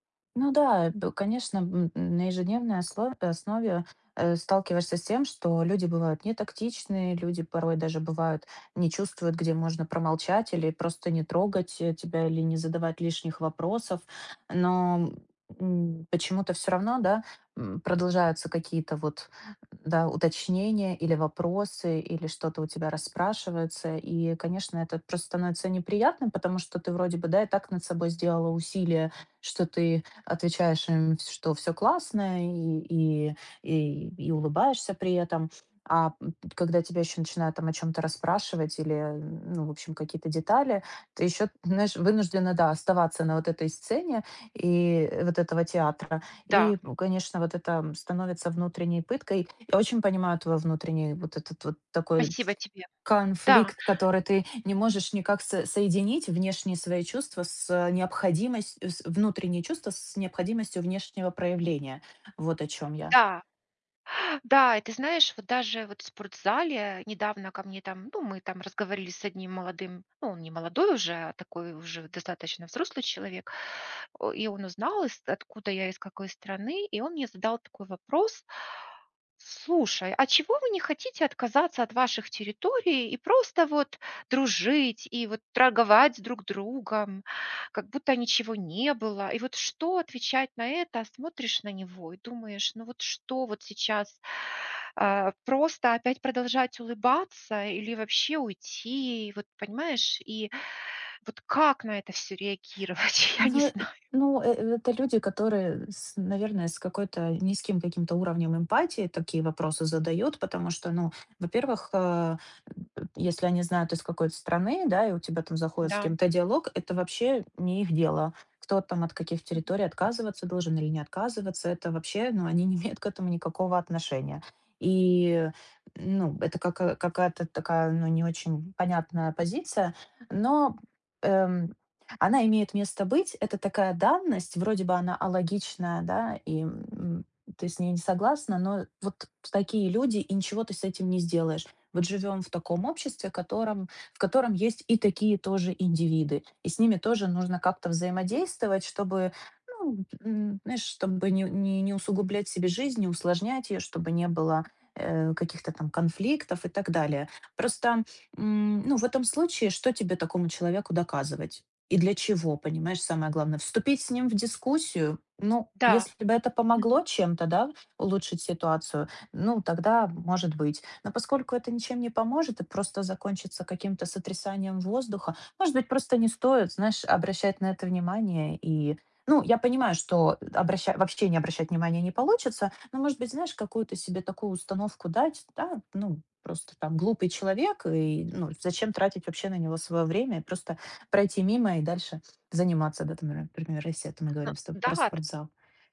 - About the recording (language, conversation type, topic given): Russian, advice, Где проходит граница между внешним фасадом и моими настоящими чувствами?
- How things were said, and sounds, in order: "Спасибо" said as "пасибо"; inhale; laughing while speaking: "реагировать? Я не знаю"; other background noise; tapping